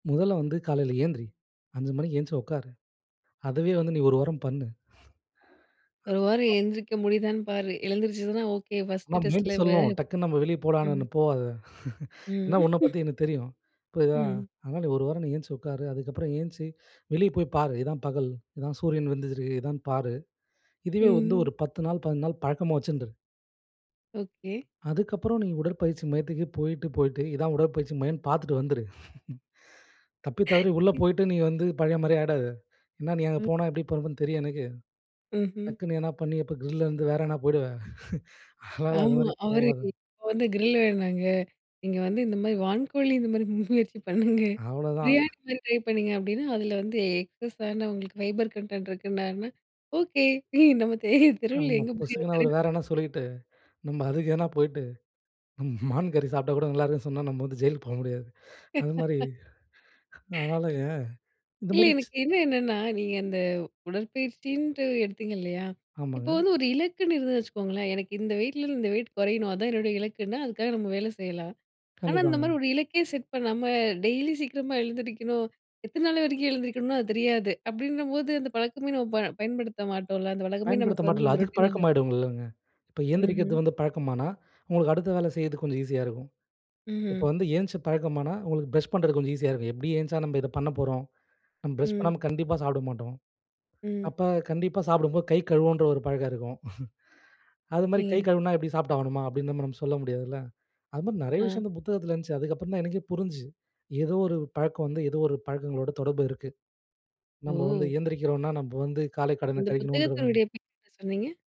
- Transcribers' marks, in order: other background noise; unintelligible speech; chuckle; chuckle; laughing while speaking: "போயிடுவ. அதுனால அது மாரி போவாத"; laughing while speaking: "வான்கோழி இந்த மாதிரி மு முயற்சி பண்ணுங்க. பிரியாணி மாதிரி ட்ரை பண்ணுங்க"; in English: "எக்ஸஸான"; in English: "ஃபைபர் கன்டென்ட்"; laughing while speaking: "ஓகே, ஏ நம்ம தெ தெருவில எங்க பிரியாணி கடை?"; chuckle; laugh; chuckle; in English: "ரொட்டீனால"; chuckle
- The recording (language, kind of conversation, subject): Tamil, podcast, நேர்மறை பழக்கங்களை உருவாக்க எந்த முறைகள் உங்களுக்கு சிறந்தவை?